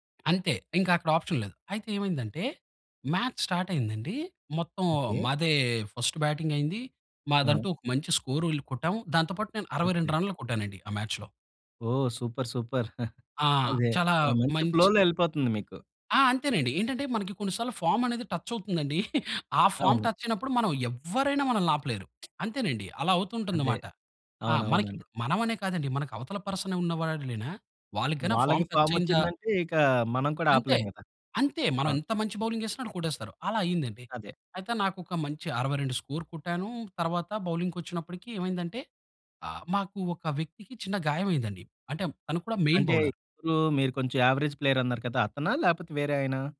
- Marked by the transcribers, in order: in English: "ఆప్షన్"; in English: "మ్యాచ్ స్టార్ట్"; in English: "ఫస్ట్ బ్యాటింగ్"; in English: "స్కోరు‌ల్"; in English: "మ్యాచ్‌లో"; in English: "సూపర్! సూపర్!"; giggle; in English: "ఫార్మ్"; in English: "టచ్"; chuckle; in English: "ఫార్మ్ టచ్"; lip smack; in English: "పర్సన్"; "ఉన్నవాళ్లేనా" said as "ఉన్నవాడ్లేన"; in English: "ఫార్మ్ టచ్"; in English: "ఫార్మ్"; in English: "బౌలింగ్"; in English: "స్కోర్"; in English: "మెయిన్ బౌలర్"; in English: "యావరేజ్ ప్లేయర్"
- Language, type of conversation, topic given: Telugu, podcast, సంతోషం లేకపోయినా విజయం అని భావించగలవా?